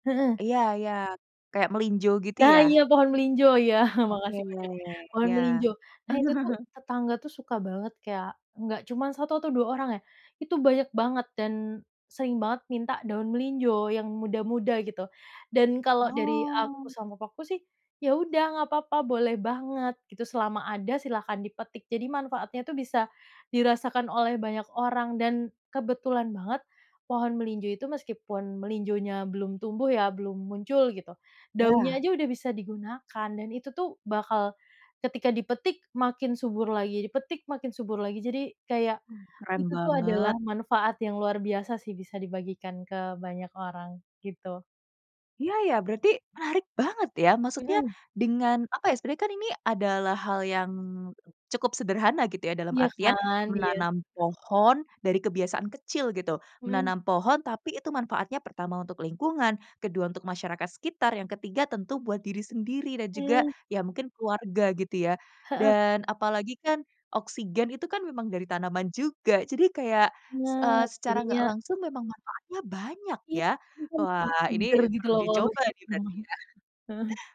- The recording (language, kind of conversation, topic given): Indonesian, podcast, Pernah ikut menanam pohon? Ceritain dong pengalamanmu?
- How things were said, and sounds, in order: laughing while speaking: "Iya"; chuckle; other background noise; unintelligible speech